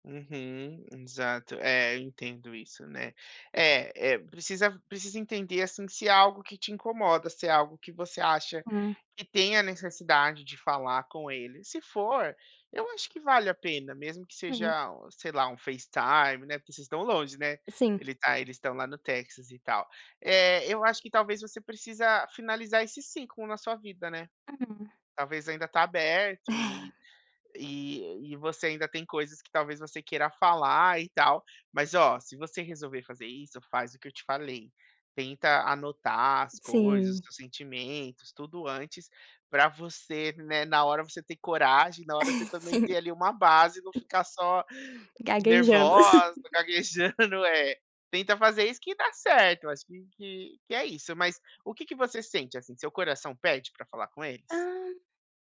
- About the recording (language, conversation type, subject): Portuguese, advice, Como posso falar com meu parceiro sem evitar conversas difíceis que acabam magoando a relação?
- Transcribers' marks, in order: in English: "facetime"; tapping; laugh; chuckle